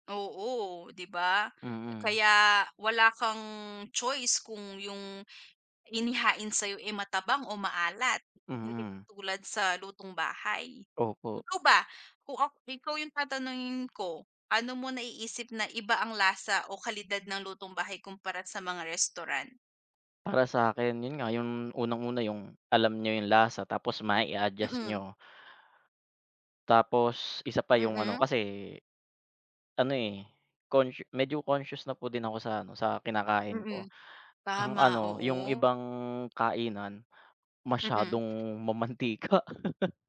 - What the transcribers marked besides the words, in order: other background noise; laugh
- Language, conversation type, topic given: Filipino, unstructured, Ano ang palagay mo tungkol sa pagkain sa labas kumpara sa lutong bahay?